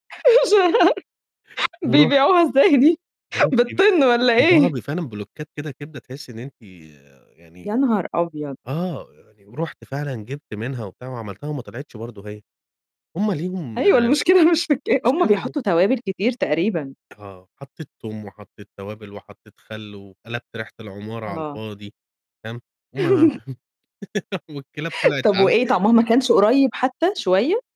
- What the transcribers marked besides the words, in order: laughing while speaking: "مش هر بيبيعوها إزاي دي، بالطِن والّا إيه؟"; in English: "بلوكّات"; laughing while speaking: "أيوه، المشكلة مش في الك"; unintelligible speech; chuckle; laugh; other noise
- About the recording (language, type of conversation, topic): Arabic, podcast, إيه الفرق في الطعم بين أكل الشارع وأكل المطاعم بالنسبة لك؟